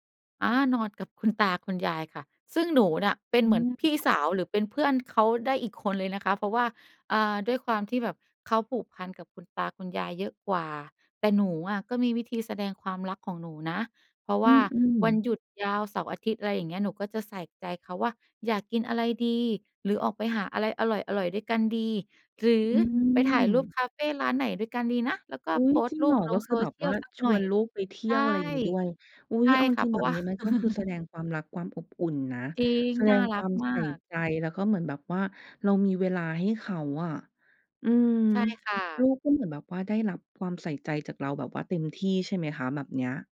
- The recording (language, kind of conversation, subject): Thai, podcast, คนในบ้านคุณแสดงความรักต่อกันอย่างไรบ้าง?
- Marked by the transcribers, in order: tapping; chuckle